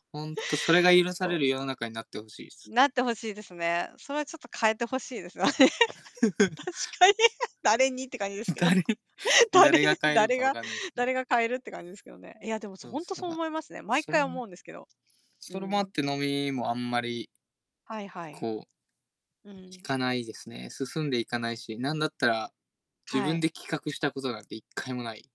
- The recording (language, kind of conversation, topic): Japanese, unstructured, 友達に誘われても行きたくないときは、どうやって断りますか？
- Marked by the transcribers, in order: laugh; laughing while speaking: "よ。 確かに、誰にって感じですけど。誰 誰が、誰が変えるって"; laugh; laughing while speaking: "誰"; static